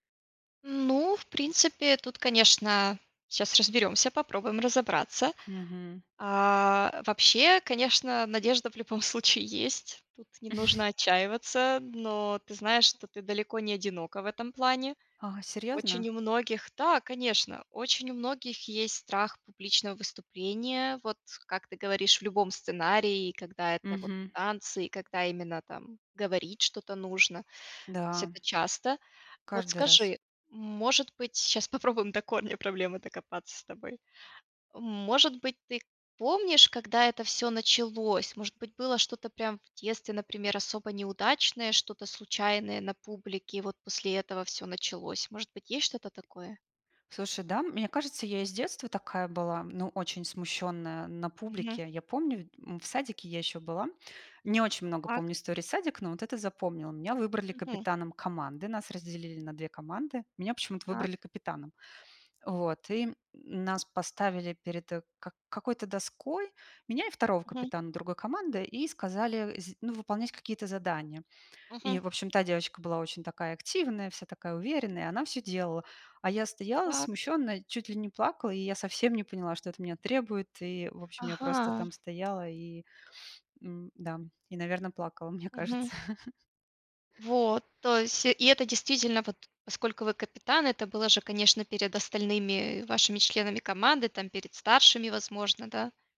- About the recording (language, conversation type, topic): Russian, advice, Как преодолеть страх выступать перед аудиторией после неудачного опыта?
- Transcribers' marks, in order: other background noise; tapping; chuckle; laughing while speaking: "сейчас попробуем до корня проблемы докопаться с тобой"; sniff; chuckle